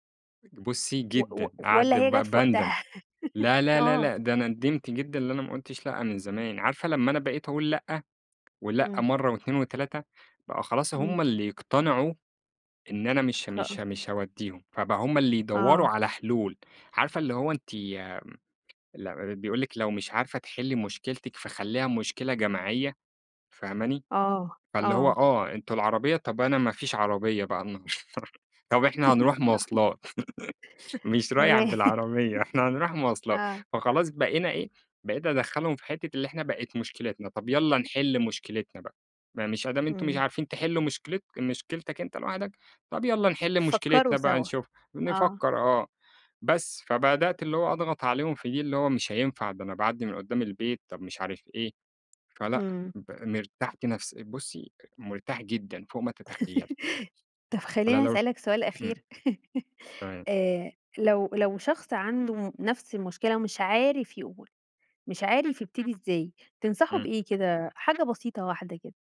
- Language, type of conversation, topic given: Arabic, podcast, إيه التجربة اللي علمتك تقولي «لأ» من غير ما تحسي بالذنب؟
- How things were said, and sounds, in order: laughing while speaking: "وقتها؟"; chuckle; tapping; laughing while speaking: "النهارده"; laugh; laughing while speaking: "تمام"; laugh; chuckle